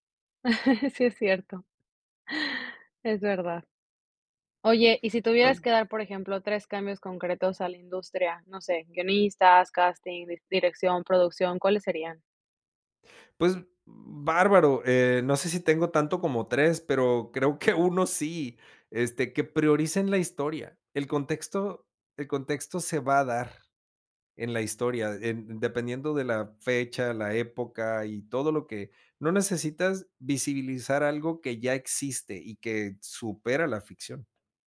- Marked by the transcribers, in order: chuckle; unintelligible speech; laughing while speaking: "que uno"
- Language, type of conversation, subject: Spanish, podcast, ¿Qué opinas sobre la representación de género en películas y series?